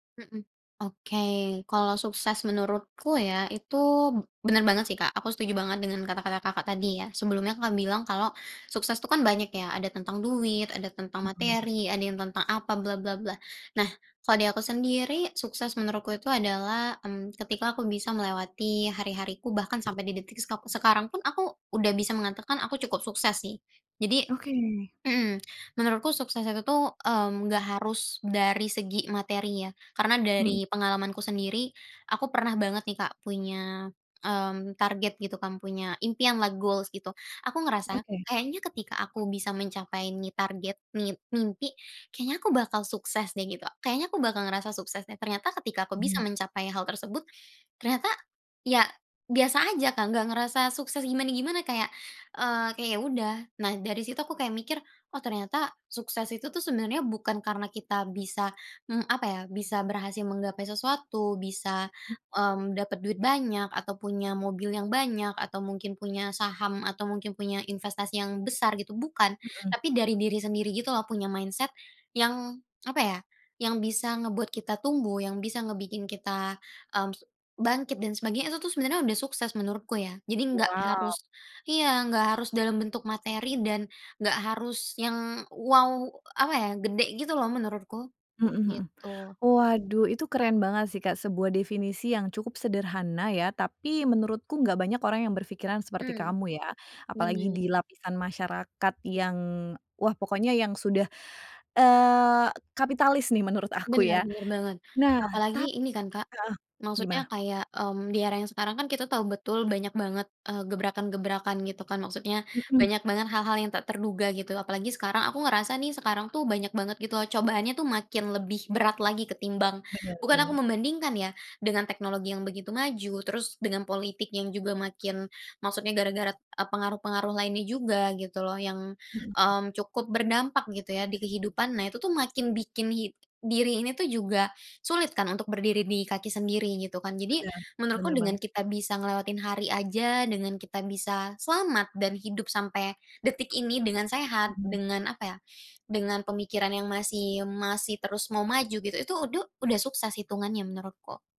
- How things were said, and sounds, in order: other background noise; in English: "mindset"; stressed: "wow"; tapping
- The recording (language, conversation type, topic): Indonesian, podcast, Menurutmu, apa saja salah kaprah tentang sukses di masyarakat?